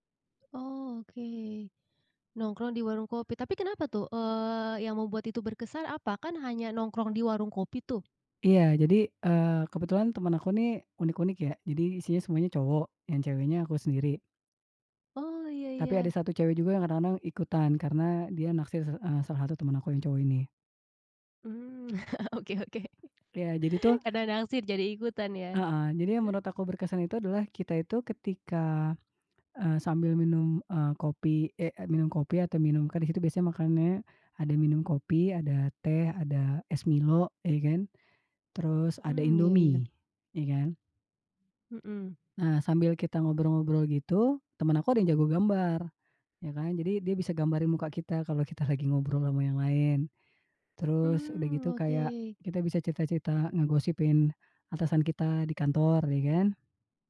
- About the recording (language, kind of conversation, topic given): Indonesian, podcast, Apa trikmu agar hal-hal sederhana terasa berkesan?
- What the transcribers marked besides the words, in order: chuckle; laughing while speaking: "oke oke"; chuckle